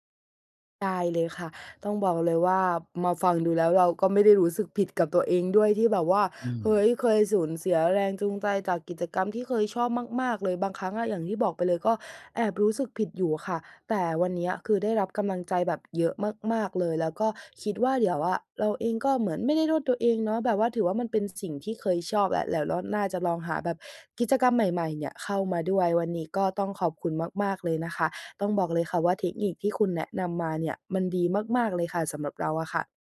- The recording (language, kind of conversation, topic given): Thai, advice, ฉันเริ่มหมดแรงจูงใจที่จะทำสิ่งที่เคยชอบ ควรเริ่มทำอะไรได้บ้าง?
- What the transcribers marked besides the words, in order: "โทษ" said as "โด้ด"; "เดี๋ยว" said as "แหลว"